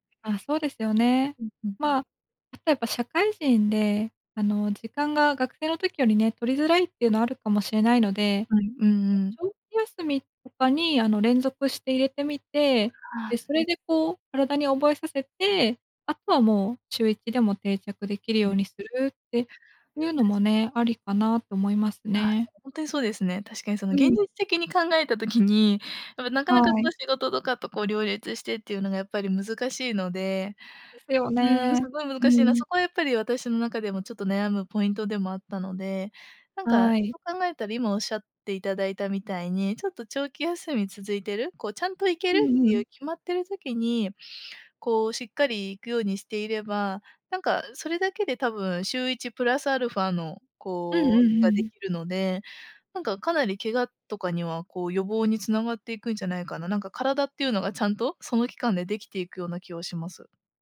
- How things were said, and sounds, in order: none
- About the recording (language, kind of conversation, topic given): Japanese, advice, 怪我や故障から運動に復帰するのが怖いのですが、どうすれば不安を和らげられますか？